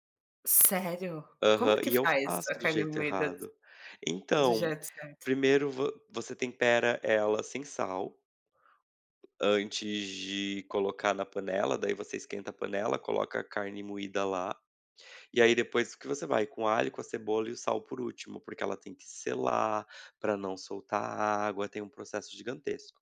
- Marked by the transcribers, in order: none
- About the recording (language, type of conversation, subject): Portuguese, unstructured, Você já cozinhou para alguém especial? Como foi?